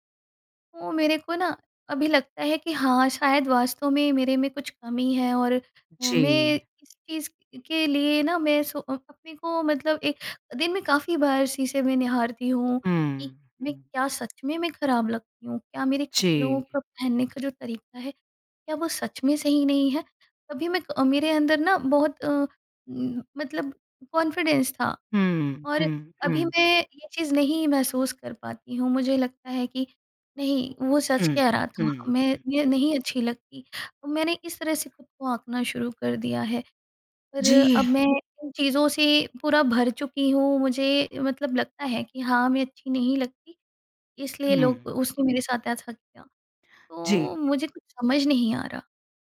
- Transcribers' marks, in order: in English: "कॉन्फिडेंस"
- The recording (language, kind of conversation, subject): Hindi, advice, ब्रेकअप के बाद आप खुद को कम क्यों आंक रहे हैं?